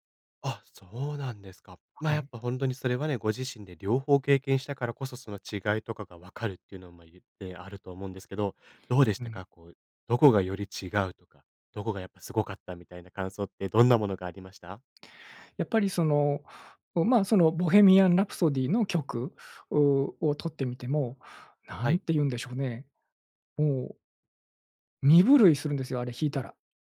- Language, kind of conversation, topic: Japanese, podcast, 子どもの頃の音楽体験は今の音楽の好みに影響しますか？
- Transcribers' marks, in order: tapping